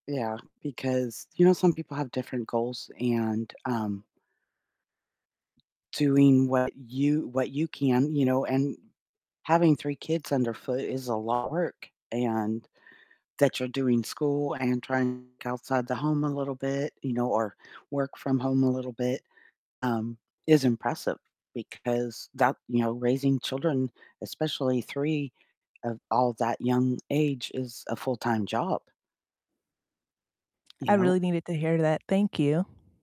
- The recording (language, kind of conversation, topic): English, unstructured, Should you set one small monthly goal or stay flexible this month?
- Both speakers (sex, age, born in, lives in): female, 30-34, United States, United States; female, 55-59, United States, United States
- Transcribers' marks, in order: tapping; distorted speech; other background noise